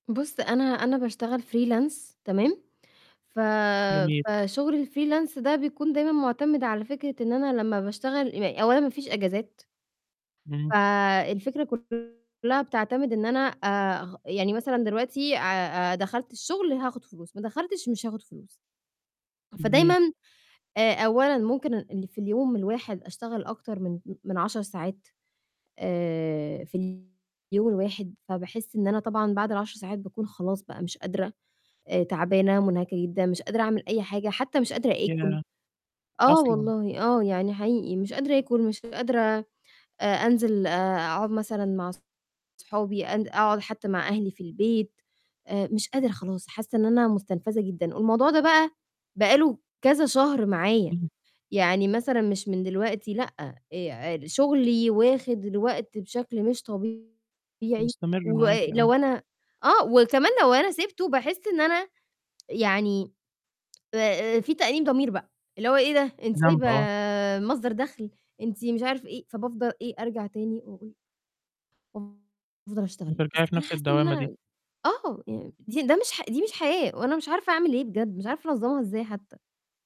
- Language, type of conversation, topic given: Arabic, advice, إزاي أوازن بين شغلي الحالي وتحقيق هدفي الشخصي في الحياة؟
- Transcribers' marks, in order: in English: "freelance"; in English: "الfreelance"; unintelligible speech; distorted speech; unintelligible speech; static; tapping; unintelligible speech